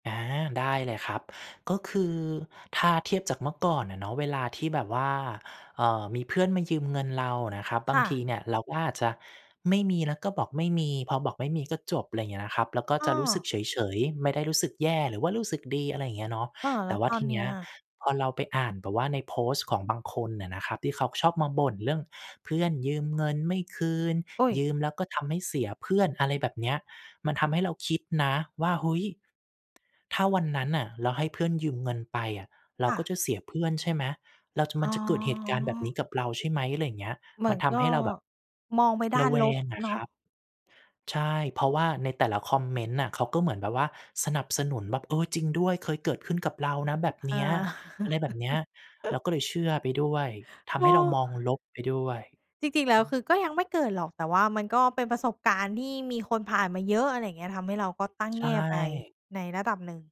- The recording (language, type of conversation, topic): Thai, podcast, คุณคิดว่าโซเชียลมีเดียเปลี่ยนวิธีคิดของเรายังไง?
- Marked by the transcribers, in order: chuckle